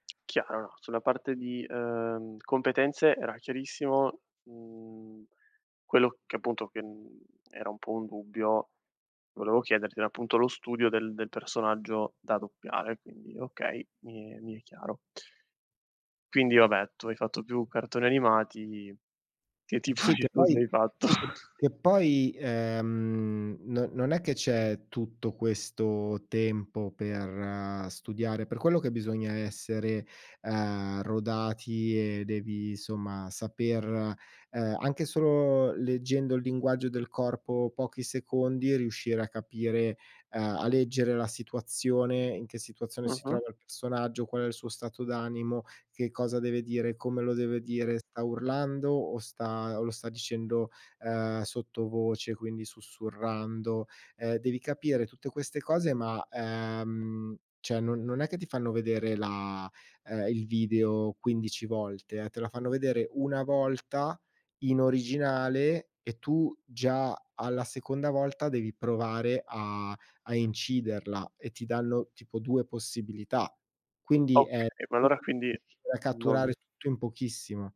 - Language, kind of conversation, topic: Italian, podcast, Che ruolo ha il doppiaggio nei tuoi film preferiti?
- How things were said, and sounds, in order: laughing while speaking: "tipo di studi hai fatto?"; other background noise; "cioè" said as "ceh"; unintelligible speech